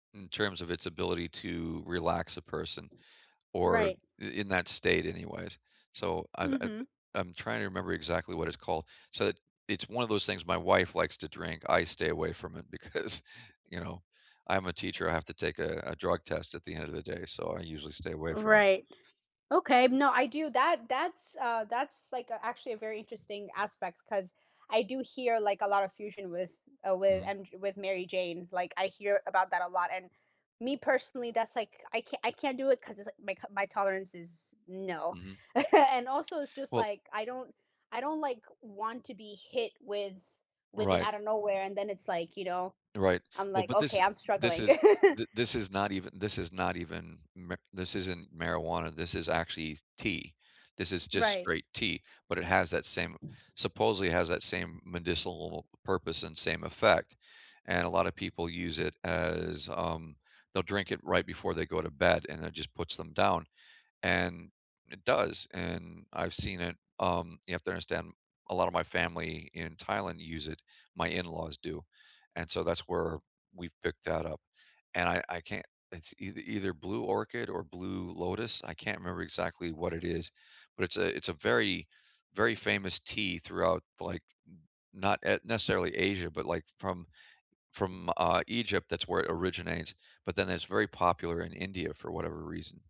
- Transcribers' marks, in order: tapping; laughing while speaking: "because"; chuckle; chuckle; other background noise
- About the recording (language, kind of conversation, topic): English, unstructured, How do you pair drinks with meals when guests have different tastes?
- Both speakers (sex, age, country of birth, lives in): female, 25-29, United States, United States; male, 50-54, United States, United States